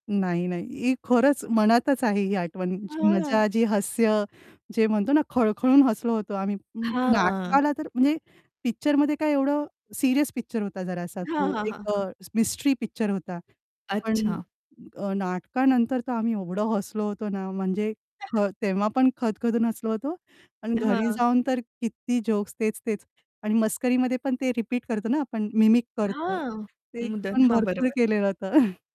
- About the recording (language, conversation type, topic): Marathi, podcast, तुम्ही तुमच्या कौटुंबिक आठवणीतला एखादा किस्सा सांगाल का?
- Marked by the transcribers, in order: static; distorted speech; in English: "मिस्ट्री"; chuckle; in English: "मिमिक"; chuckle